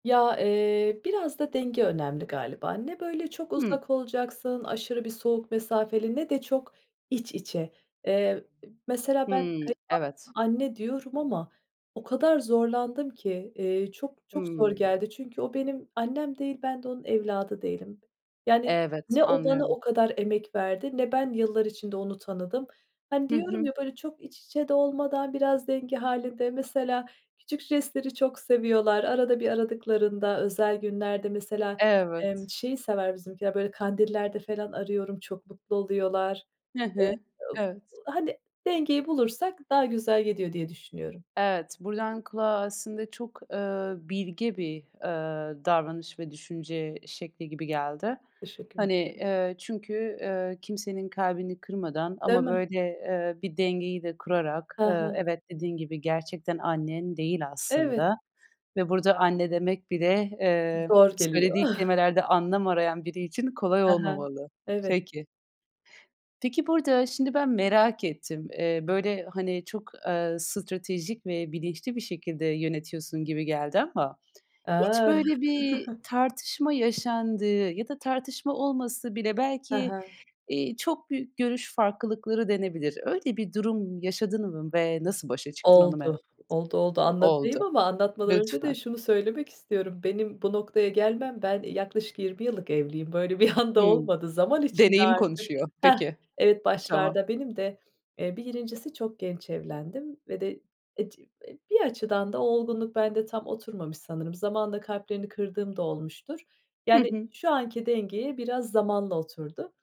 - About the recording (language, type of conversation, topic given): Turkish, podcast, Kayınvalide ve kayınpederle olan ilişkileri nasıl yönetirsiniz?
- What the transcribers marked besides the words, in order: other background noise; tapping; chuckle; chuckle; laughing while speaking: "anda"